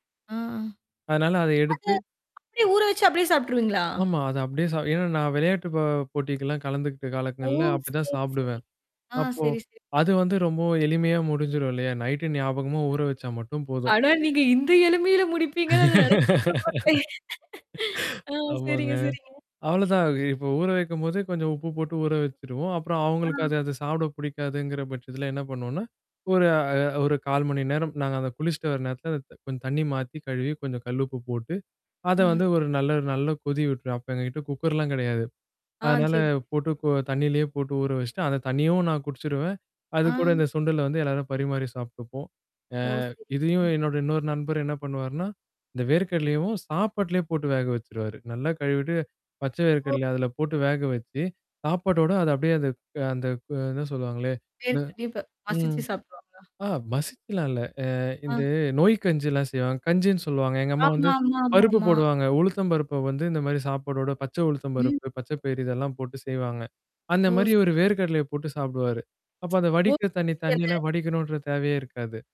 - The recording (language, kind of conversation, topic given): Tamil, podcast, நேரமில்லாதபோது உடனடியாகச் செய்து சாப்பிடக்கூடிய எளிய ஆறுதல் உணவு எது?
- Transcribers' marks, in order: distorted speech; tapping; in English: "நைட்டு"; other background noise; laugh; laughing while speaking: "நெனச்சுக்கூட பாக்கலைங்க. ஆ சரிங்க, சரிங்க"; static